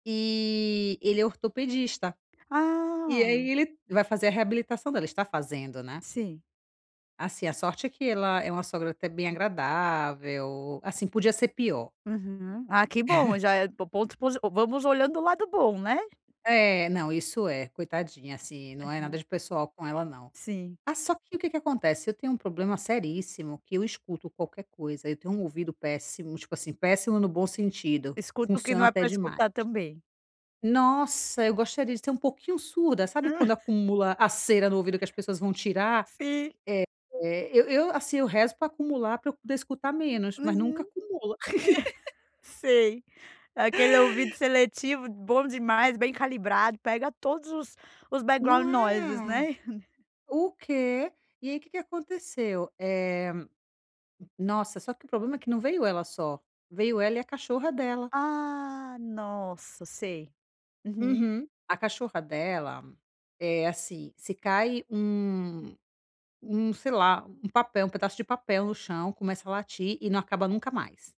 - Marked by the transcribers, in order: laugh; laughing while speaking: "Hã"; chuckle; laugh; in English: "backgroud noises"; laugh
- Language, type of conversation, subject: Portuguese, advice, Como posso deixar minha casa mais relaxante para descansar?